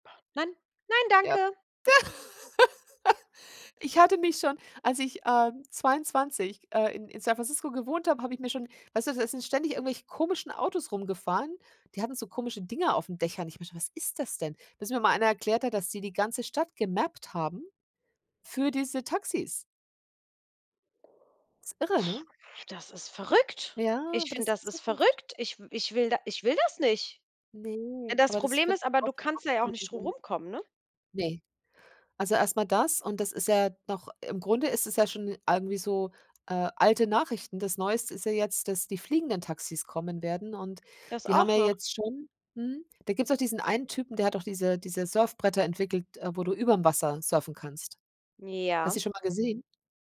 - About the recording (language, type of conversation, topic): German, unstructured, Wie stellst du dir die Zukunft der Technologie vor?
- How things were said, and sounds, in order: laugh; other background noise; in English: "gemappt"; blowing; unintelligible speech